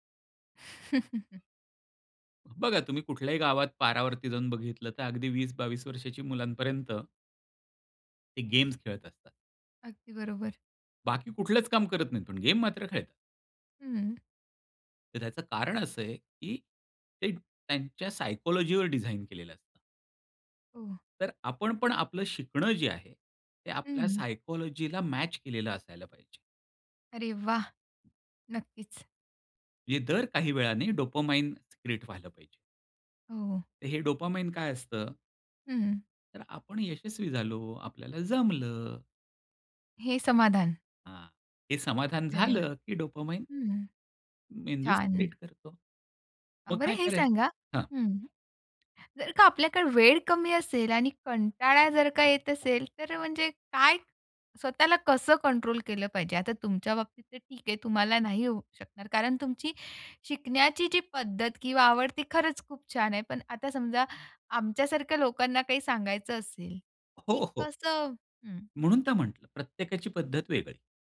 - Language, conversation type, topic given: Marathi, podcast, स्वतःच्या जोरावर एखादी नवीन गोष्ट शिकायला तुम्ही सुरुवात कशी करता?
- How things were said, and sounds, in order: chuckle; other noise; tapping; in English: "सायकोलॉजीवर"; in English: "डोपामिन सिक्रेट"; in English: "डोपामिन"; in English: "डोपामिन"; in English: "सिक्रेट"